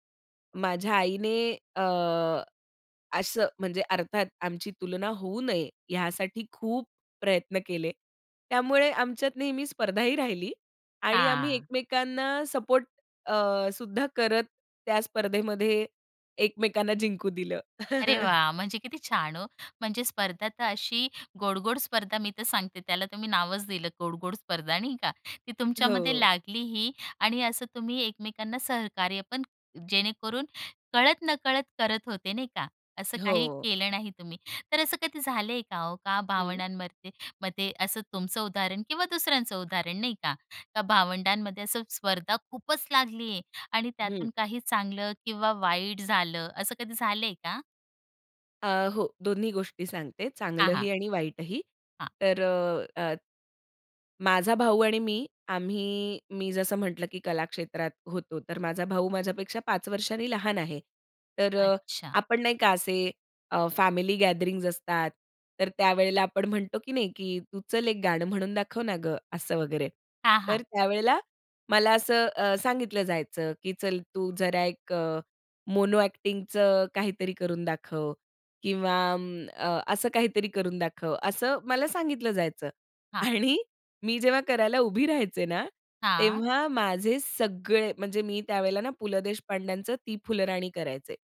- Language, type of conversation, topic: Marathi, podcast, भावंडांमध्ये स्पर्धा आणि सहकार्य कसं होतं?
- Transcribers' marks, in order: chuckle; tapping; "भावंडांमध्ये" said as "भावंडांमरते"; in English: "फॅमिली गॅदरिंग्ज"; in English: "मोनो अ‍ॅक्टिंगचं"; laughing while speaking: "आणि"